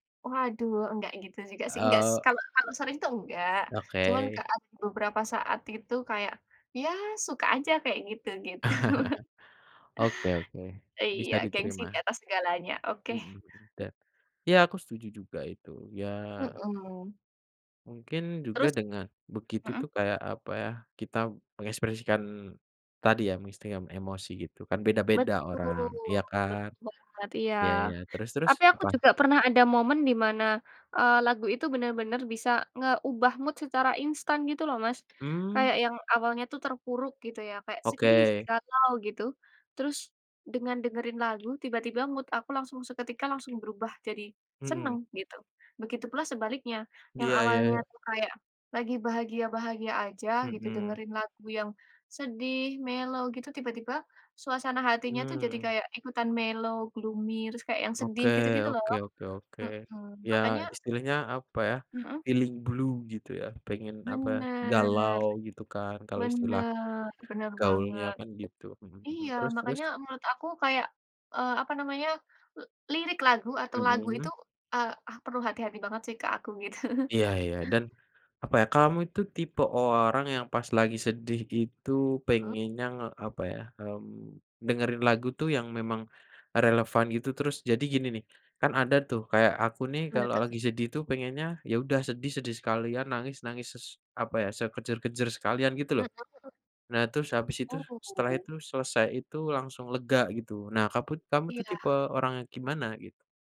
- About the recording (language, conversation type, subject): Indonesian, unstructured, Bagaimana musik memengaruhi suasana hatimu dalam keseharian?
- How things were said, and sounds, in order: "enggak" said as "enggas"; chuckle; chuckle; other background noise; "musti yang" said as "mistiam"; in English: "mood"; in English: "mood"; in English: "mellow"; in English: "mellow, gloomy"; in English: "blue"; chuckle; "kamu" said as "kaput"